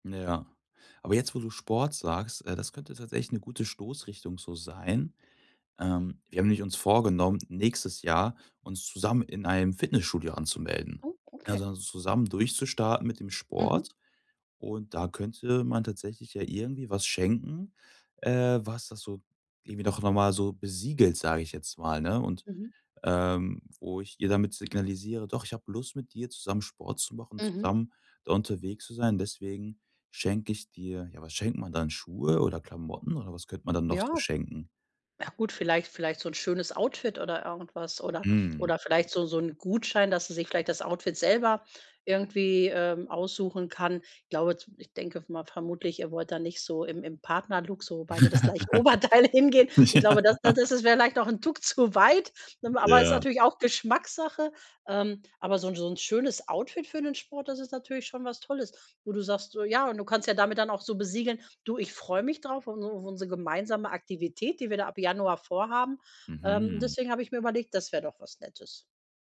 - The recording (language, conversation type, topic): German, advice, Wie finde ich passende Geschenke für verschiedene Menschen?
- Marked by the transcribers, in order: other background noise; laughing while speaking: "das gleiche Oberteil"; laugh; laughing while speaking: "Ja"